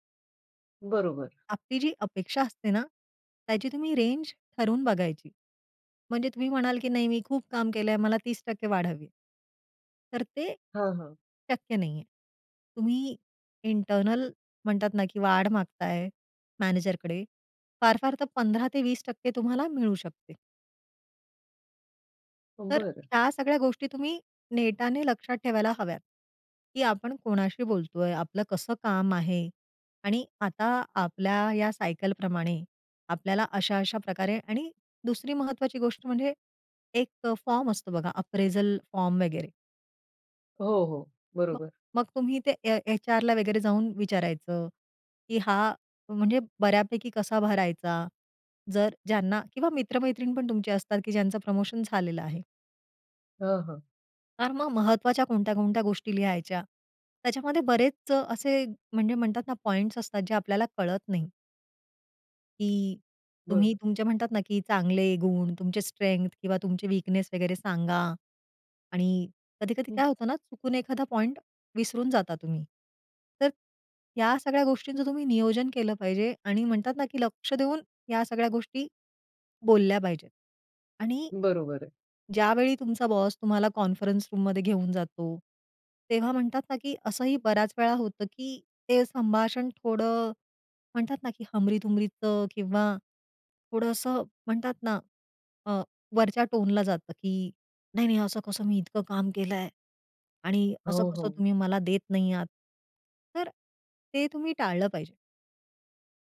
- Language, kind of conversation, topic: Marathi, podcast, नोकरीत पगारवाढ मागण्यासाठी तुम्ही कधी आणि कशी चर्चा कराल?
- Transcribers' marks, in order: in English: "इंटरनल"; tapping; other background noise; in English: "अप्रेजल"; other noise; in English: "स्ट्रेंग्थ"; in English: "वीकनेस"; in English: "कॉन्फरन्स रूम"